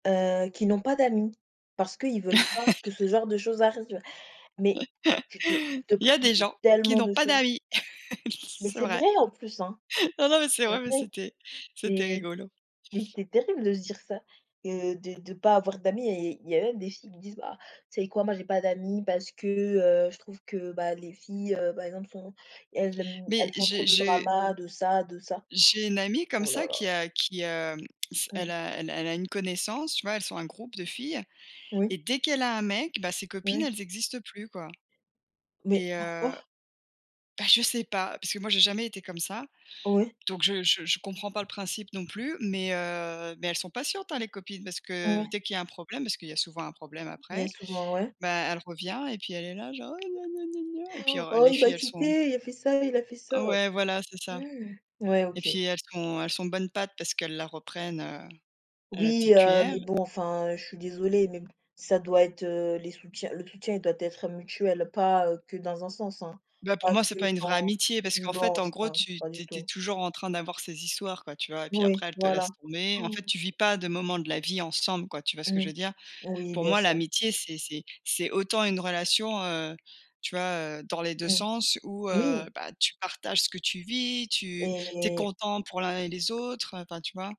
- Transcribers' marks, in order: laugh; laugh; stressed: "tellement"; laugh; chuckle; put-on voice: "Ouais, gna, gna, gna, gna"; put-on voice: "Oh il m'a quittée, il a fait ça, il a fait ça"; gasp; tapping; gasp; stressed: "ensemble"
- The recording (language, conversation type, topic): French, unstructured, Quelle place l’amitié occupe-t-elle dans une relation amoureuse ?